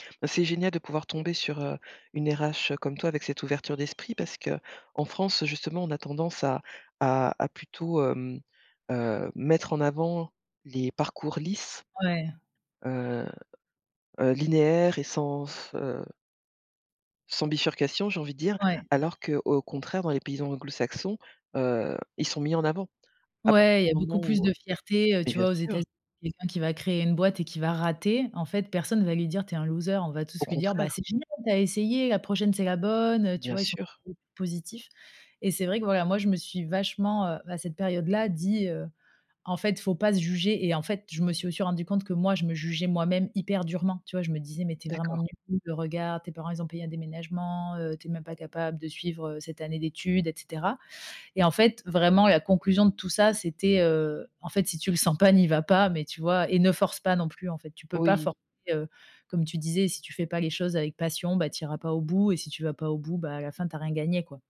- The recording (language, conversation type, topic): French, podcast, Quand as-tu pris une décision que tu regrettes, et qu’en as-tu tiré ?
- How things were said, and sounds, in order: other background noise; unintelligible speech